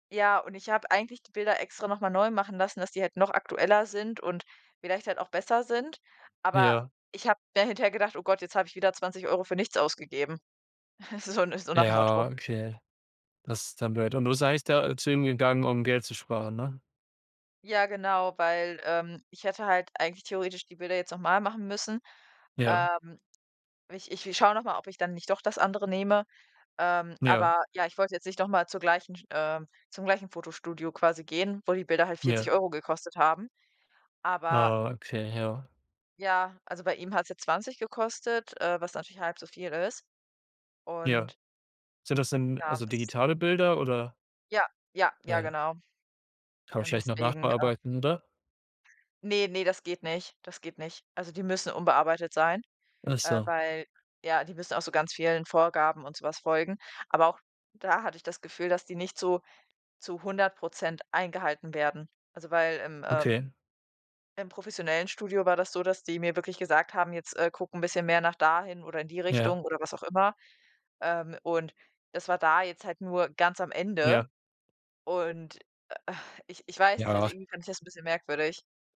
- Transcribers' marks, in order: chuckle; other background noise; tapping; groan
- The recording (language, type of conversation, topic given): German, unstructured, Wie gehst du im Alltag mit Geldsorgen um?